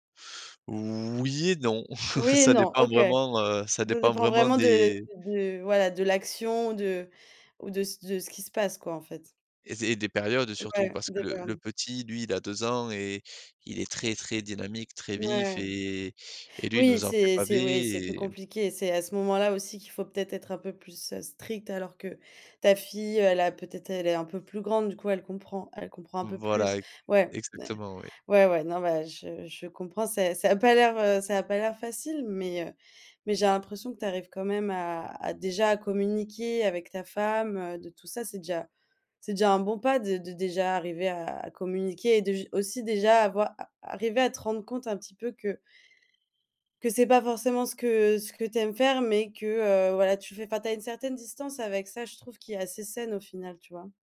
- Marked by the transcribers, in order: chuckle
- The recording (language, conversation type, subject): French, advice, Comment pouvons-nous résoudre nos désaccords sur l’éducation et les règles à fixer pour nos enfants ?